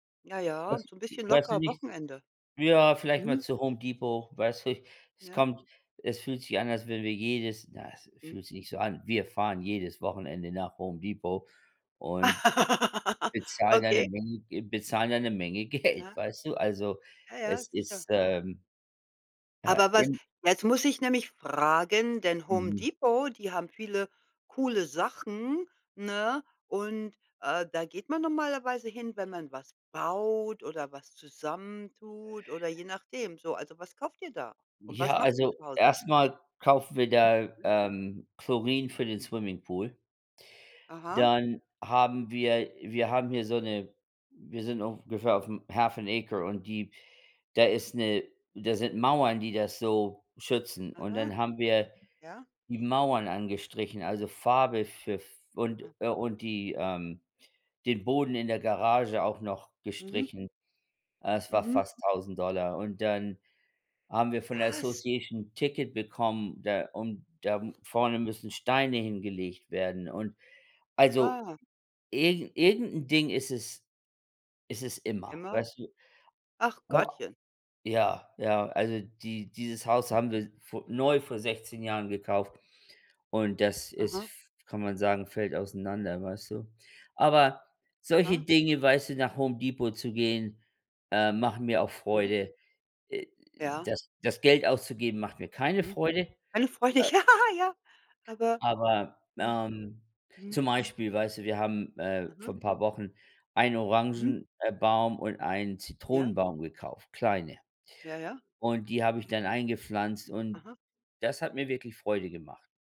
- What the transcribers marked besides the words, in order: other background noise; laugh; laughing while speaking: "Geld"; in English: "half and acre"; surprised: "Was?"; in English: "Association"; other noise; laughing while speaking: "ja"
- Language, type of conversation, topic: German, unstructured, Welche kleinen Dinge bereiten dir jeden Tag Freude?